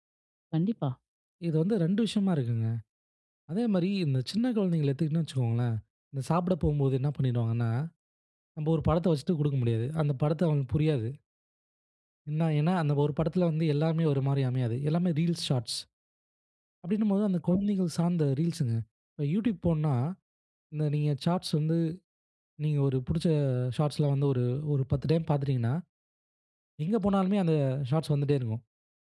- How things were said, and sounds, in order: tapping; other background noise; "போனோன்னா" said as "போன்னா"
- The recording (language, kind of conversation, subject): Tamil, podcast, சிறு கால வீடியோக்கள் முழுநீளத் திரைப்படங்களை மிஞ்சி வருகிறதா?